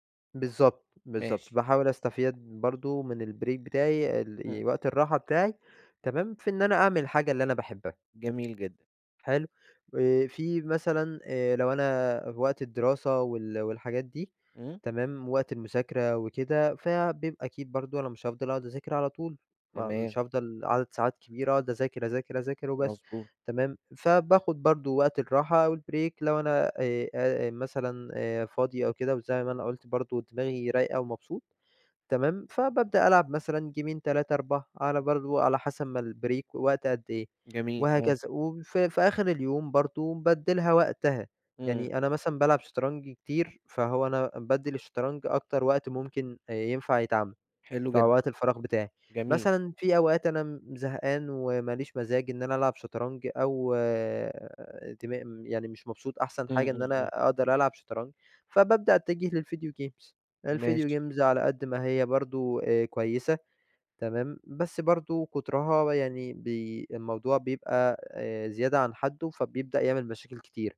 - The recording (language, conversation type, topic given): Arabic, podcast, هل الهواية بتأثر على صحتك الجسدية أو النفسية؟
- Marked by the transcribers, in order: in English: "البريك"; in English: "البريك"; in English: "جيمين"; tapping; in English: "البريك"; in English: "للفيديو جيمز، الڤيديو جيمز"